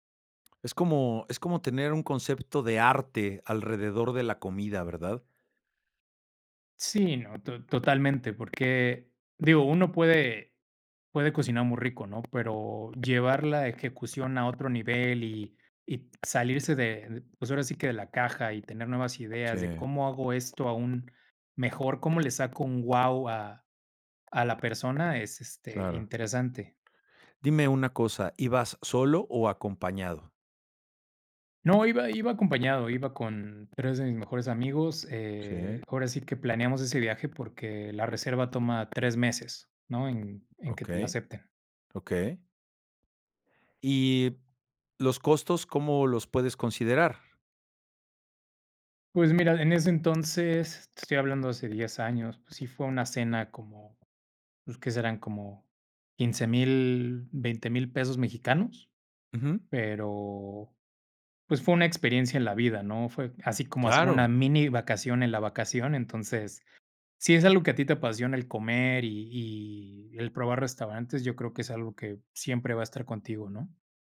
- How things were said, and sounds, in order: other noise; tapping
- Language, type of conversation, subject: Spanish, podcast, ¿Cuál fue la mejor comida que recuerdas haber probado?
- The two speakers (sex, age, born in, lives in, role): male, 35-39, Mexico, Mexico, guest; male, 55-59, Mexico, Mexico, host